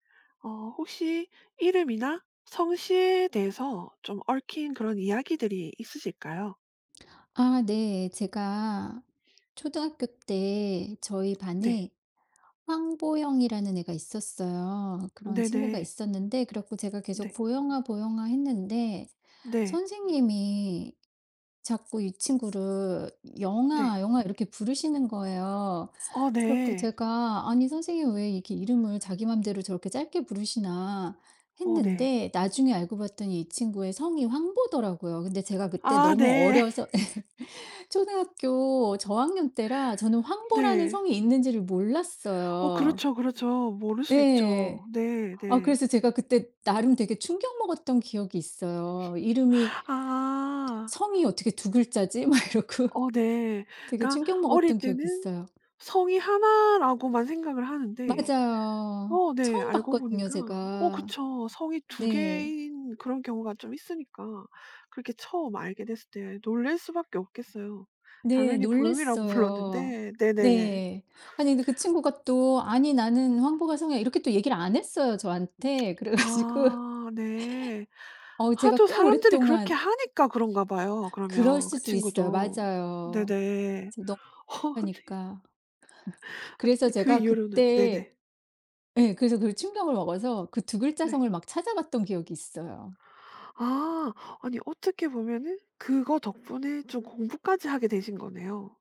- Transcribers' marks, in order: tapping; other background noise; laughing while speaking: "네"; laugh; laughing while speaking: "막 이러고"; laughing while speaking: "불렀는데"; other noise; laughing while speaking: "그래 가지고"; laughing while speaking: "어 아니"; unintelligible speech; laugh
- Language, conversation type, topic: Korean, podcast, 이름이나 성씨에 얽힌 이야기가 있으신가요?